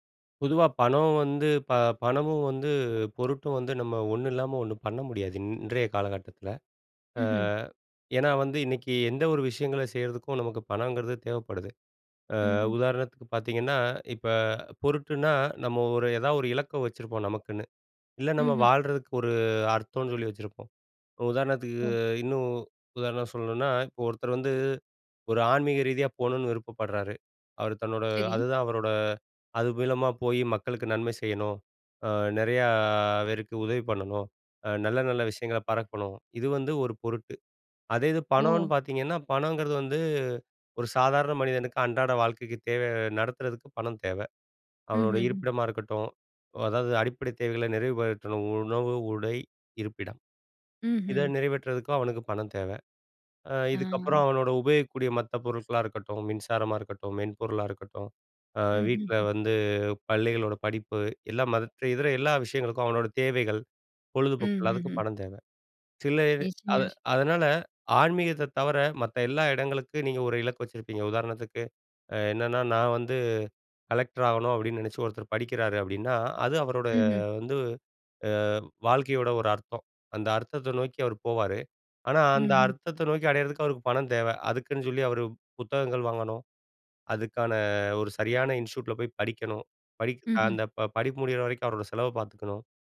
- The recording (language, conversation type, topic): Tamil, podcast, பணம் அல்லது வாழ்க்கையின் அர்த்தம்—உங்களுக்கு எது முக்கியம்?
- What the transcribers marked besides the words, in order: drawn out: "உதாரணத்துக்கு"; drawn out: "நெறையா"; unintelligible speech; drawn out: "அவரோட"; in English: "இன்ஸ்டிடியூட்ல"